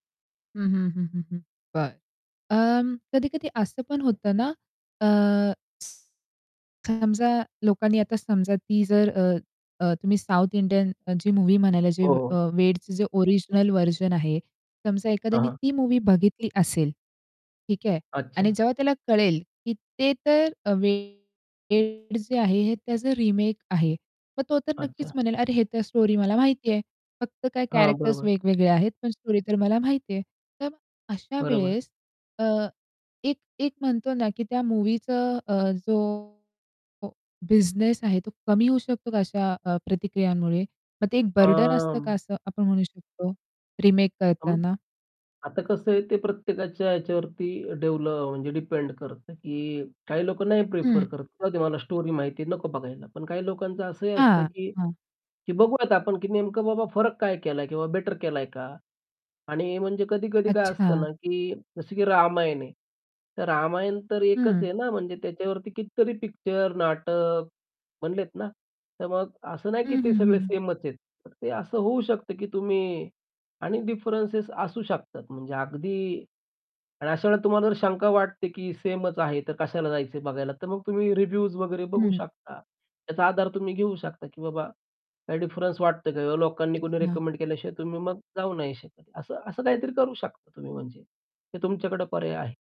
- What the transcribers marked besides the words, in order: distorted speech; other background noise; static; in English: "व्हर्जन"; tapping; in English: "स्टोरी"; in English: "कॅरेक्टर्स"; in English: "स्टोरी"; in English: "स्टोरी"; in English: "रिव्ह्यूज"
- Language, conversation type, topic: Marathi, podcast, रिमेक आणि पुनरारंभाबद्दल तुमचं मत काय आहे?